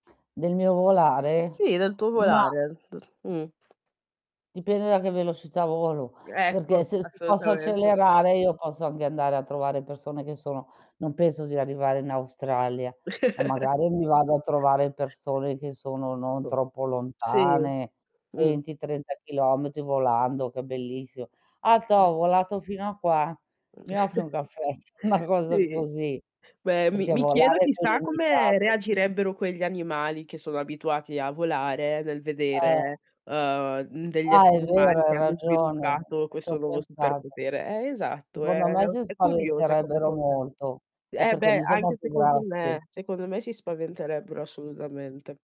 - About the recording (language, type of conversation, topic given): Italian, unstructured, Cosa faresti se potessi scegliere un superpotere per un giorno?
- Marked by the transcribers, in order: tapping; distorted speech; other background noise; "anche" said as "anghe"; chuckle; other noise; chuckle; laughing while speaking: "Una cosa"